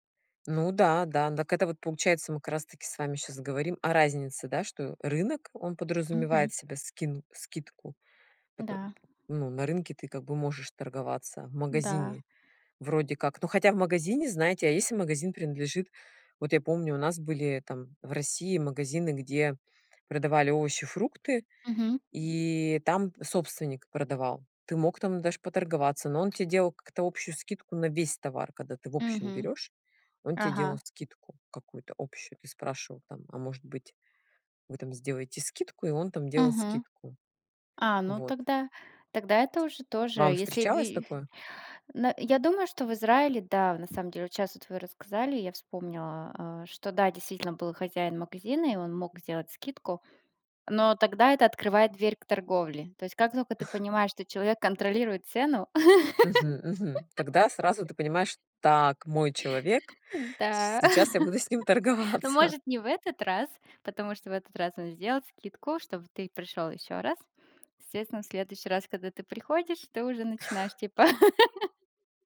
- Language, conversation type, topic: Russian, unstructured, Вы когда-нибудь пытались договориться о скидке и как это прошло?
- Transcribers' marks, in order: chuckle; laugh; chuckle; laughing while speaking: "торговаться"; laugh